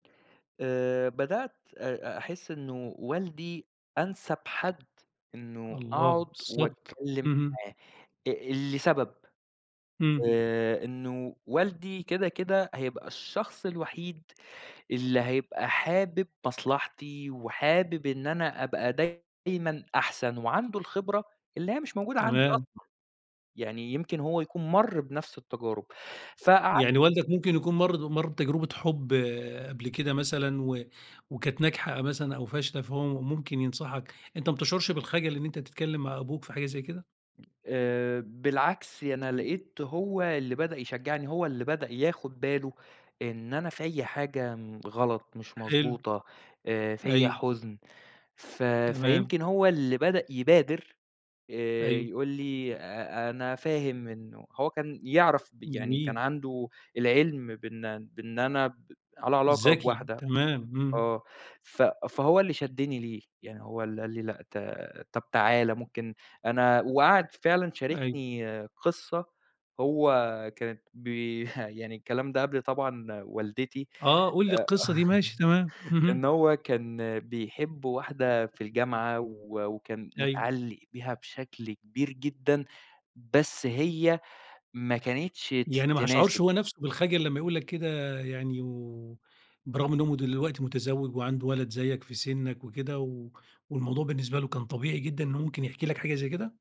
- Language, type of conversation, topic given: Arabic, podcast, إزاي بتقرر تحكي عن مشاعرك ولا تخبيها؟
- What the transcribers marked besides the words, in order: tapping; chuckle; chuckle